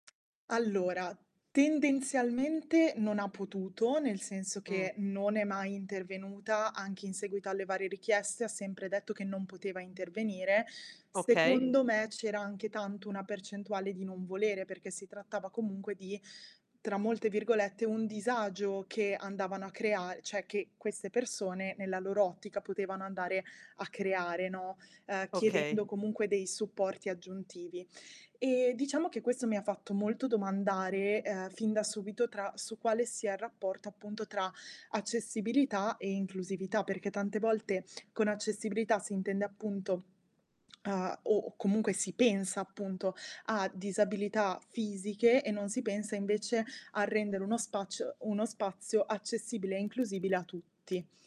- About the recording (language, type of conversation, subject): Italian, podcast, Come si potrebbe rendere la scuola più inclusiva, secondo te?
- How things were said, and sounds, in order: tapping; static; other background noise; "cioè" said as "ceh"; tongue click